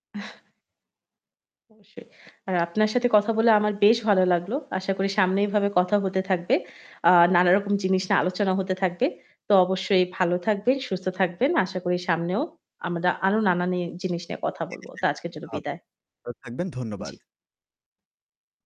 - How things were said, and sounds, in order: static; chuckle; other background noise; "নানান" said as "নানানই"; unintelligible speech; distorted speech
- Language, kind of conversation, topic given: Bengali, unstructured, জীববৈচিত্র্য আমাদের জন্য কেন গুরুত্বপূর্ণ?